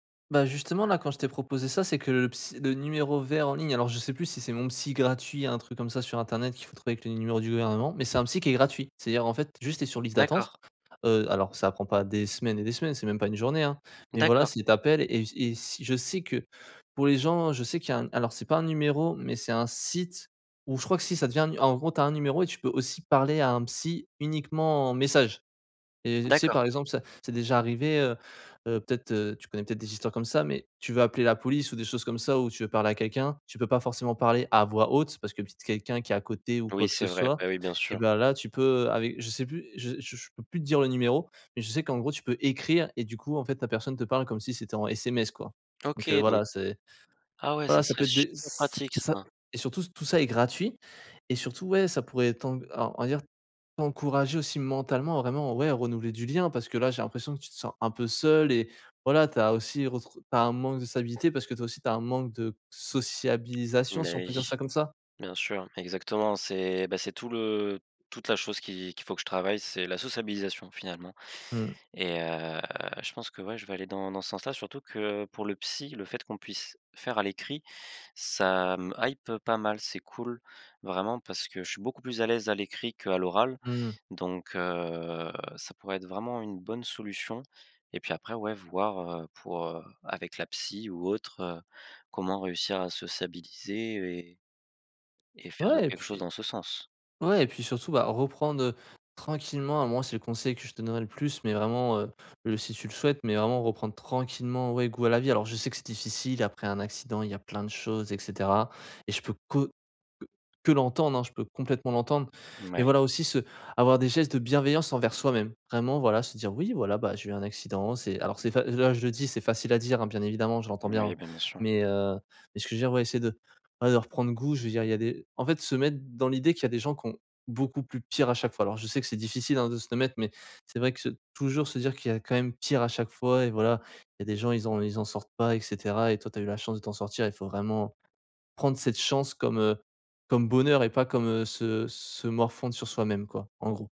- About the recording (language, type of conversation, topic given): French, advice, Comment retrouver un sentiment de sécurité après un grand changement dans ma vie ?
- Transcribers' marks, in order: stressed: "site"; stressed: "message"; other background noise; stressed: "écrire"; tapping; drawn out: "heu"; stressed: "tranquillement"